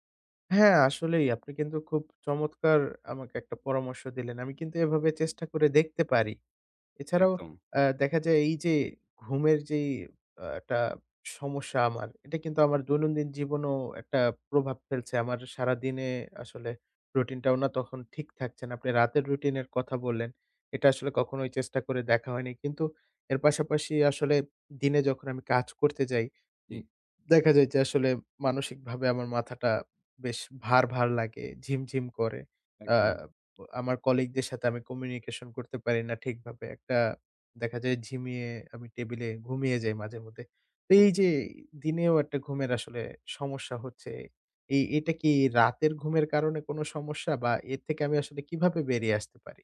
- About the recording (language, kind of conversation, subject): Bengali, advice, রাতে ঘুম ঠিক রাখতে কতক্ষণ পর্যন্ত ফোনের পর্দা দেখা নিরাপদ?
- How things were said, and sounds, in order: other background noise; "জীবনেও" said as "জীবনও"; "একটা" said as "এট্টা"